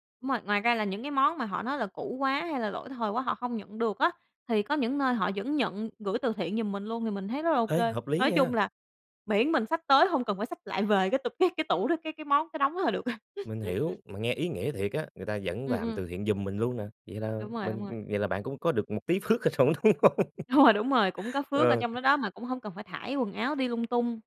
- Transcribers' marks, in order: laughing while speaking: "cái"; laugh; laughing while speaking: "phước ở trỏng đúng hông?"; laughing while speaking: "Đúng rồi"; other background noise; tapping
- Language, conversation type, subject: Vietnamese, podcast, Làm thế nào để giữ tủ quần áo luôn gọn gàng mà vẫn đa dạng?